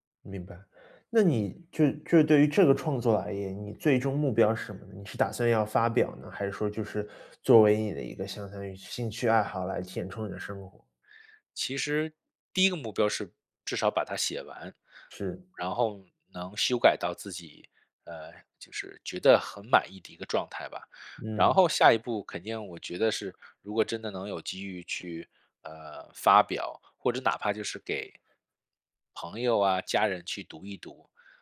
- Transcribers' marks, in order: none
- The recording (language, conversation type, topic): Chinese, advice, 如何在工作占满时间的情况下安排固定的创作时间？